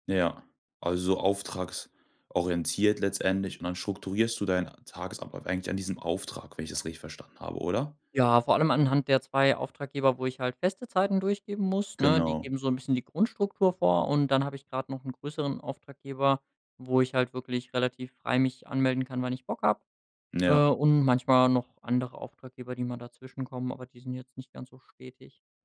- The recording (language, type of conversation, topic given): German, podcast, Was hilft dir, zu Hause wirklich produktiv zu bleiben?
- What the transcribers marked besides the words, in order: none